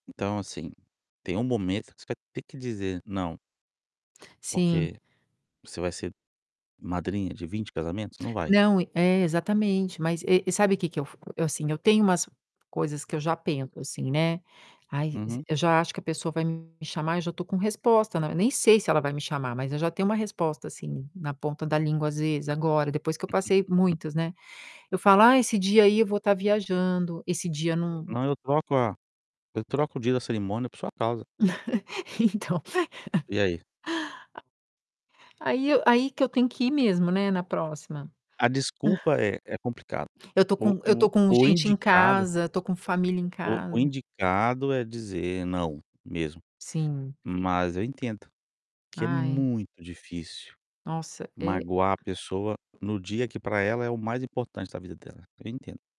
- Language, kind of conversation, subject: Portuguese, advice, Como posso recusar convites sociais quando estou ansioso ou cansado?
- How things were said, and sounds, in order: tapping; other background noise; distorted speech; chuckle; laugh; laughing while speaking: "Então"; chuckle